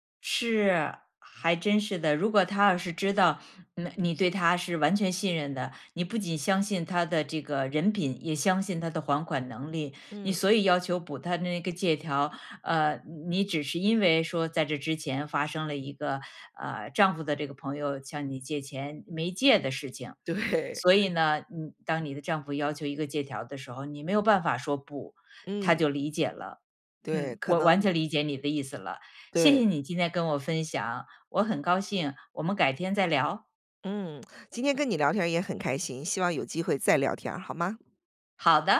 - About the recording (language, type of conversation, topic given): Chinese, podcast, 遇到误会时你通常怎么化解？
- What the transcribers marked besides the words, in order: laughing while speaking: "对"; chuckle; lip smack